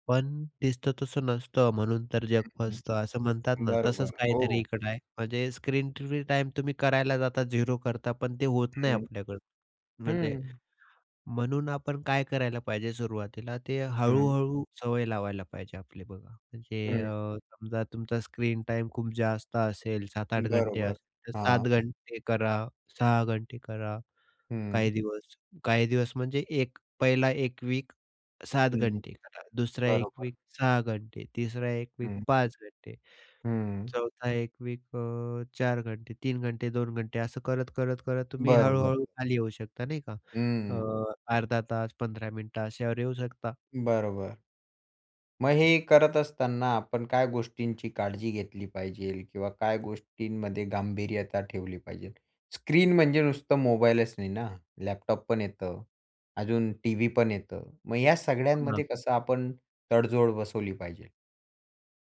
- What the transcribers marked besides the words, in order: other background noise; tapping
- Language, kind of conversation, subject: Marathi, podcast, दिवसात स्क्रीनपासून दूर राहण्यासाठी तुम्ही कोणते सोपे उपाय करता?